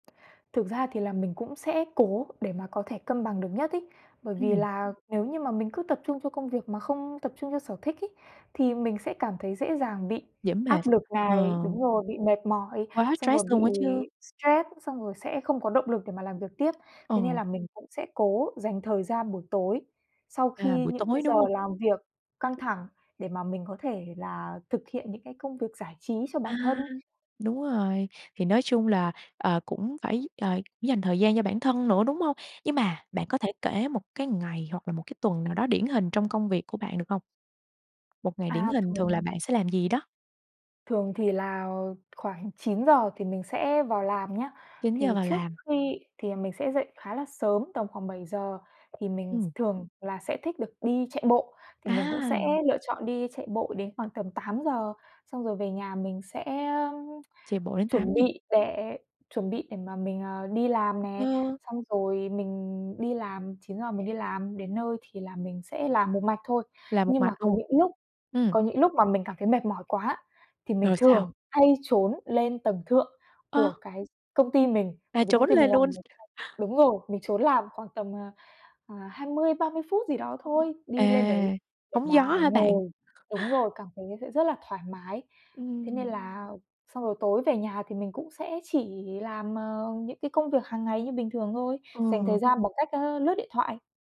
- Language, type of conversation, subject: Vietnamese, podcast, Bạn cân bằng giữa sở thích và công việc như thế nào?
- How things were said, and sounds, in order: tapping; other background noise; tsk; unintelligible speech; laugh; chuckle